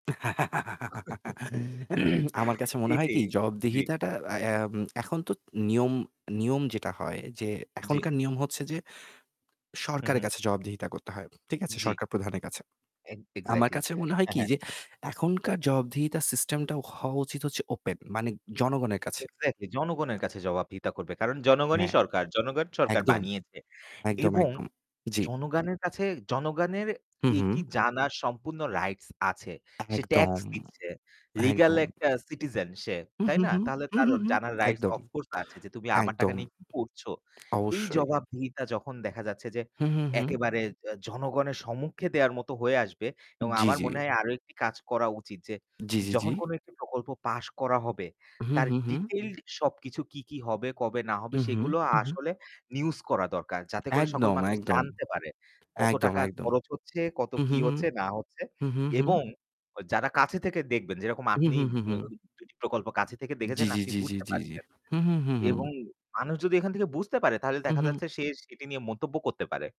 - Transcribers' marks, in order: static; laugh; throat clearing; chuckle; other background noise; tapping; "জনগণের" said as "জনগানের"; "জনগণের" said as "জনগানের"
- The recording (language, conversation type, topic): Bengali, unstructured, সরকারি প্রকল্পগুলোতে দুর্নীতি রোধ করতে কী কী পদক্ষেপ নেওয়া যেতে পারে?